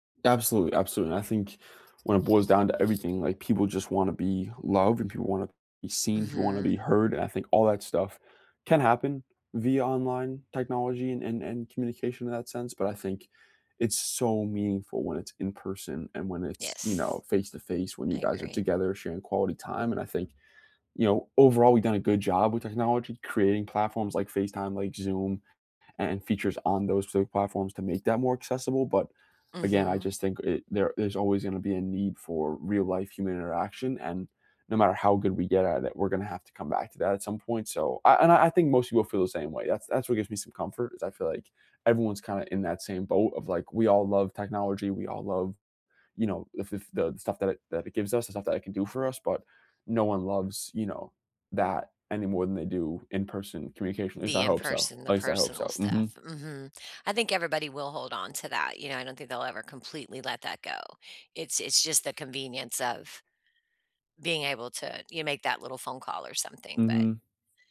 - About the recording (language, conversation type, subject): English, unstructured, How does technology affect the way people communicate?
- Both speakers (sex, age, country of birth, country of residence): female, 50-54, United States, United States; male, 20-24, United States, United States
- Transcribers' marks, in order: other background noise